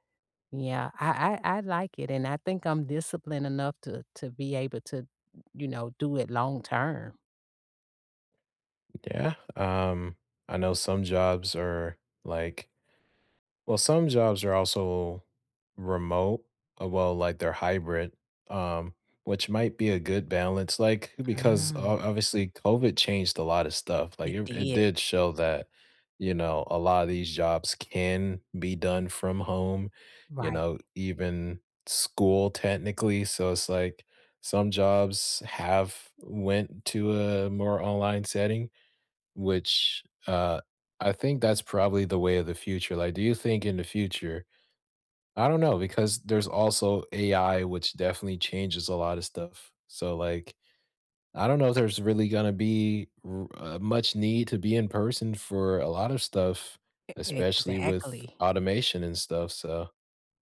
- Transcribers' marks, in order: other background noise; tapping
- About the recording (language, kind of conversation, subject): English, unstructured, What do you think about remote work becoming so common?
- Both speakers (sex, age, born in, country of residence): female, 55-59, United States, United States; male, 20-24, United States, United States